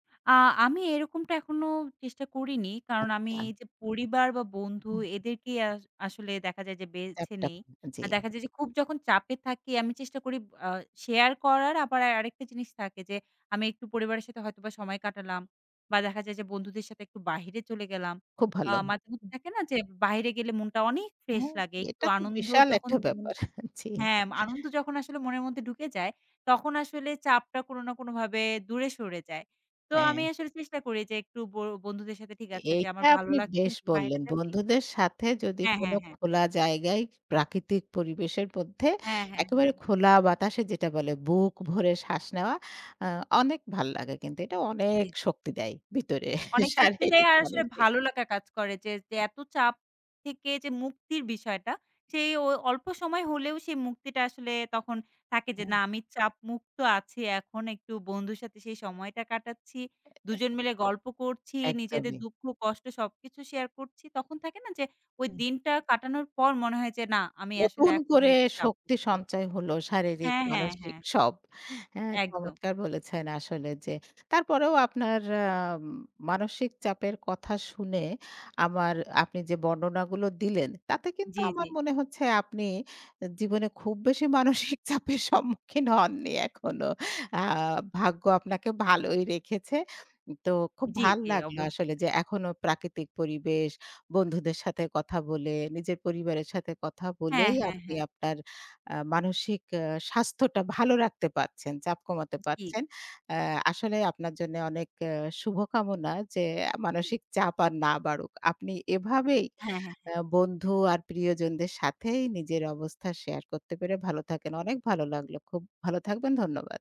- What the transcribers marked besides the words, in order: tapping; laughing while speaking: "ব্যাপার, জি"; horn; laughing while speaking: "ভিতরে শারীরিক, মানসিক"; laughing while speaking: "মানসিক চাপের সম্মুখীন হননি এখনো। আ"
- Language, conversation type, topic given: Bengali, podcast, চাপ কমাতে বন্ধু বা পরিবারের সহায়তাকে আপনি কীভাবে কাজে লাগান?